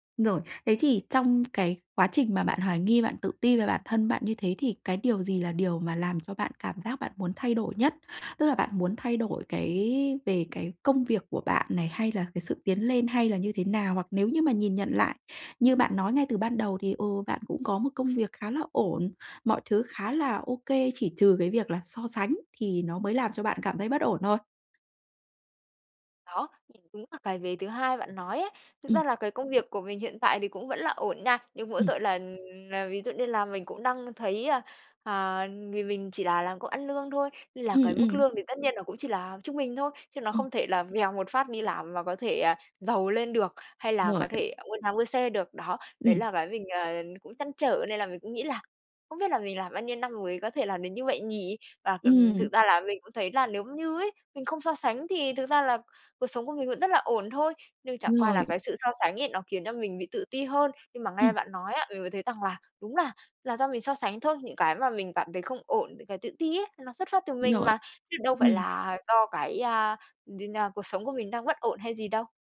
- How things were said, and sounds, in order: tapping; other background noise; background speech
- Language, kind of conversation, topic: Vietnamese, advice, Làm sao để đối phó với ganh đua và áp lực xã hội?